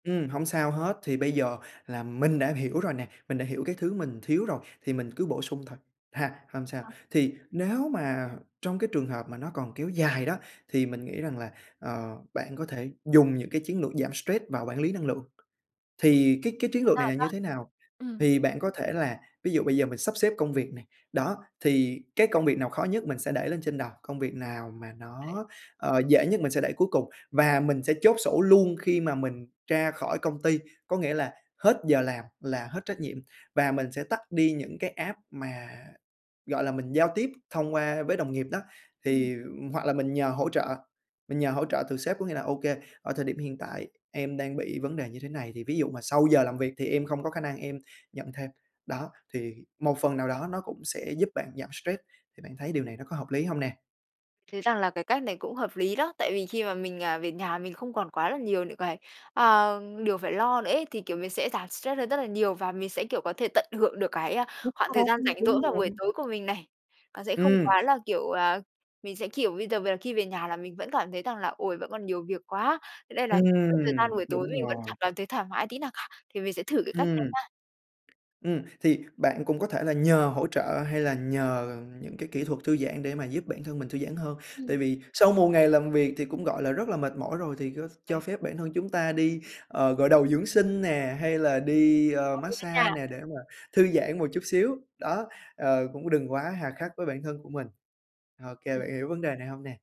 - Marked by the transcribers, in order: unintelligible speech; other background noise; in English: "app"; unintelligible speech; tapping; unintelligible speech
- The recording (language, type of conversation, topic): Vietnamese, advice, Vì sao tôi cảm thấy kiệt sức và mất năng lượng suốt cả ngày?